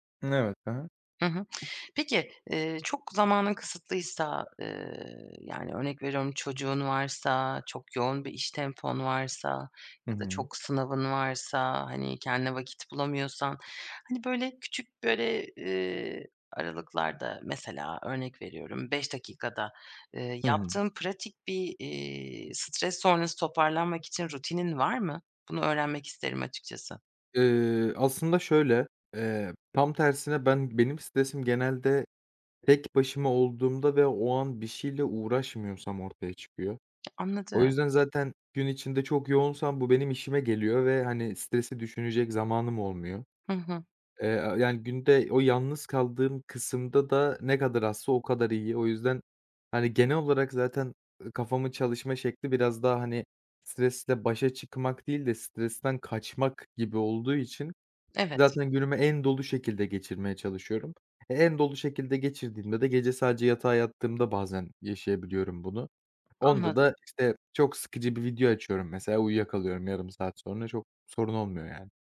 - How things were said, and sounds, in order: tapping; other background noise
- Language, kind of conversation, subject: Turkish, podcast, Stres sonrası toparlanmak için hangi yöntemleri kullanırsın?